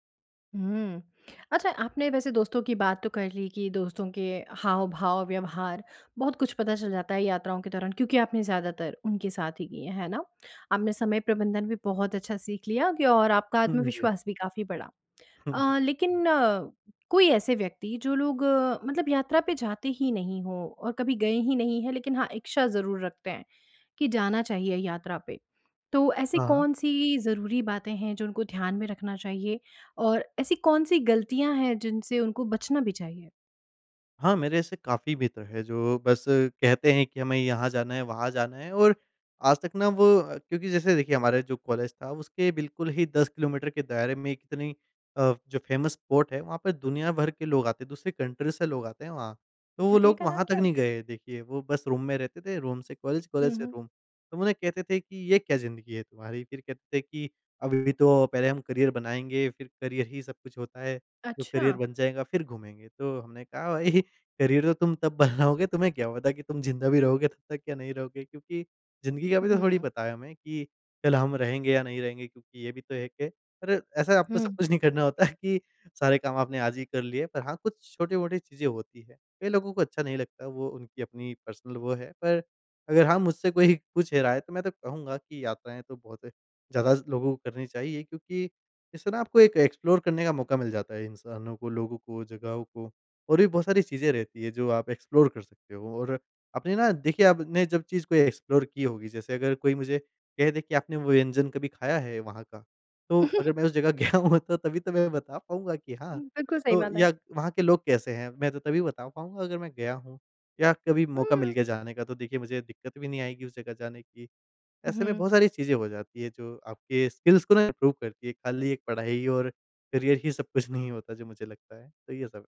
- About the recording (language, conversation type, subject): Hindi, podcast, सोलो यात्रा ने आपको वास्तव में क्या सिखाया?
- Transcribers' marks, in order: chuckle; in English: "फेमस स्पॉट"; in English: "कंट्री"; in English: "रूम"; in English: "रूम"; in English: "रूम"; in English: "करियर"; in English: "करियर"; in English: "करियर"; laughing while speaking: "भई"; in English: "करियर"; laughing while speaking: "तब बनाओगे तुम्हें क्या पता कि तुम"; in English: "पर्सनल"; in English: "एक्सप्लोर"; in English: "एक्सप्लोर"; in English: "एक्सप्लोर"; chuckle; laughing while speaking: "गया हूँ"; in English: "स्किल्स"; in English: "ग्रो"; in English: "करियर"